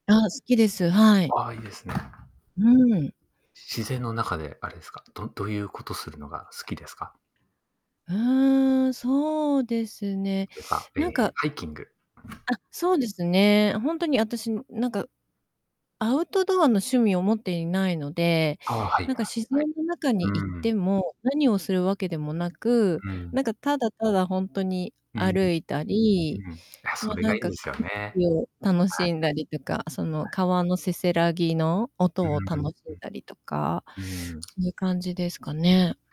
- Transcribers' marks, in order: other background noise; distorted speech
- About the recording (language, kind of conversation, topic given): Japanese, unstructured, 気分が落ち込んだとき、何をすると元気になりますか？
- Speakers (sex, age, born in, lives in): female, 55-59, Japan, Japan; male, 35-39, Japan, Japan